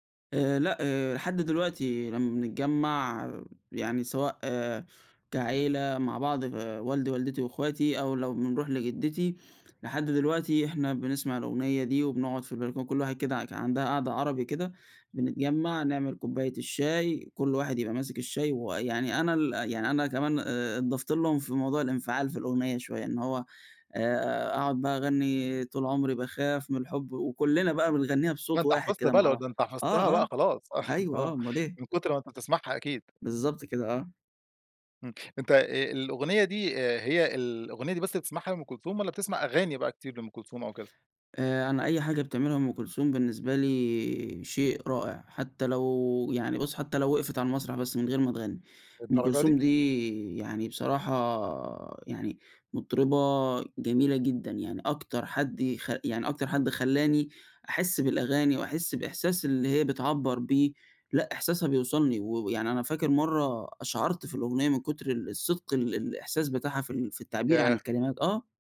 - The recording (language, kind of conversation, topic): Arabic, podcast, هل فيه أغنية بتجمع العيلة كلها سوا؟ إيه هي؟
- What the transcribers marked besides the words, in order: laugh